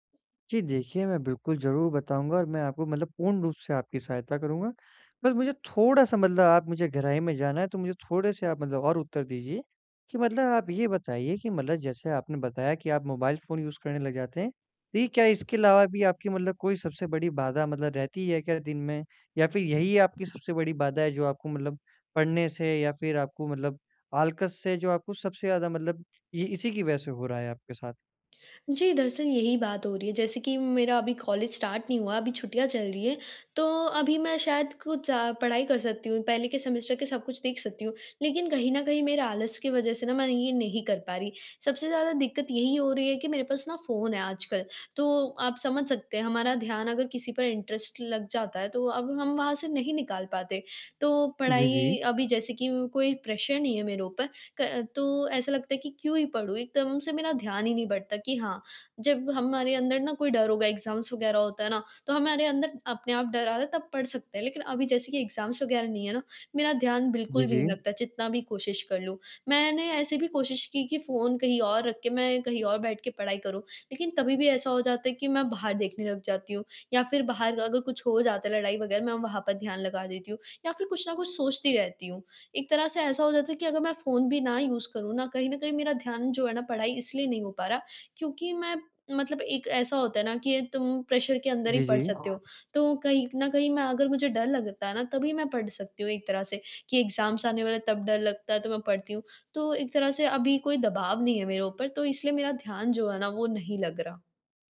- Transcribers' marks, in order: in English: "यूज़"; in English: "स्टार्ट"; in English: "इंटरेस्ट"; in English: "प्रेशर"; in English: "एग्ज़ाम्स"; in English: "एग्ज़ाम्स"; in English: "यूज़"; in English: "प्रेशर"; other background noise; in English: "एग्जाम्स"
- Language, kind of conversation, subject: Hindi, advice, मैं अपनी दिनचर्या में निरंतरता कैसे बनाए रख सकता/सकती हूँ?